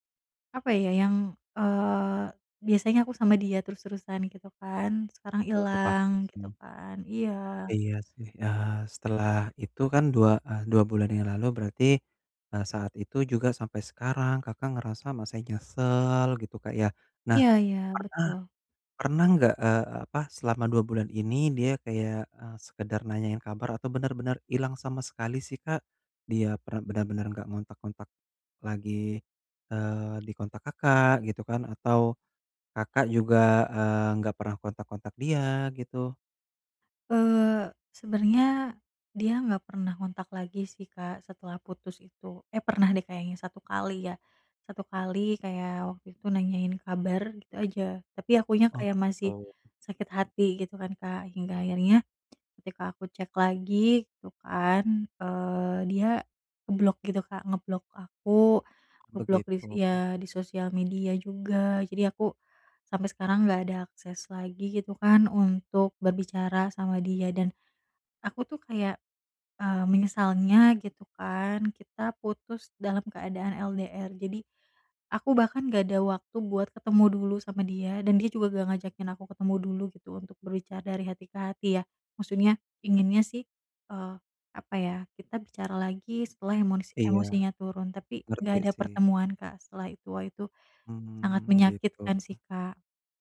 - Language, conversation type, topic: Indonesian, advice, Bagaimana cara mengatasi penyesalan dan rasa bersalah setelah putus?
- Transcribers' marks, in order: tapping; other background noise